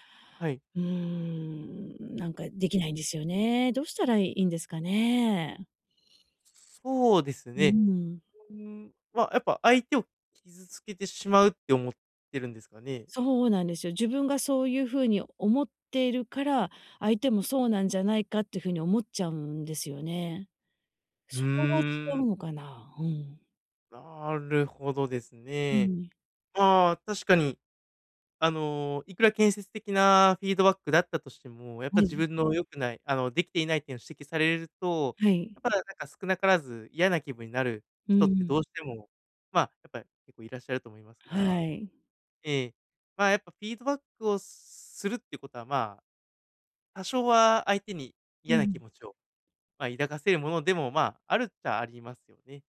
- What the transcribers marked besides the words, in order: unintelligible speech; other background noise
- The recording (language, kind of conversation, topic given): Japanese, advice, 相手を傷つけずに建設的なフィードバックを伝えるにはどうすればよいですか？